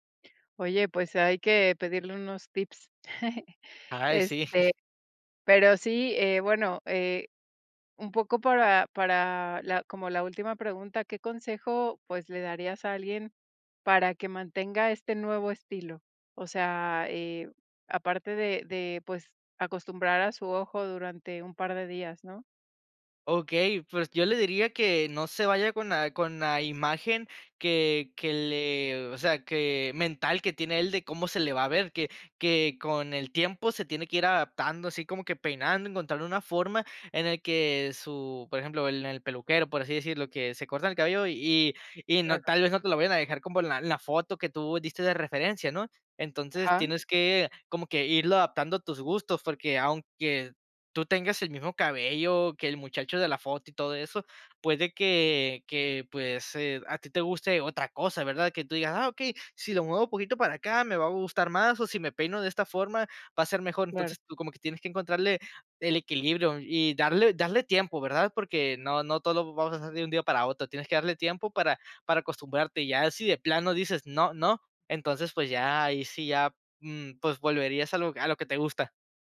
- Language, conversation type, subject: Spanish, podcast, ¿Qué consejo darías a alguien que quiere cambiar de estilo?
- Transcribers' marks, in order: chuckle; laughing while speaking: "sí"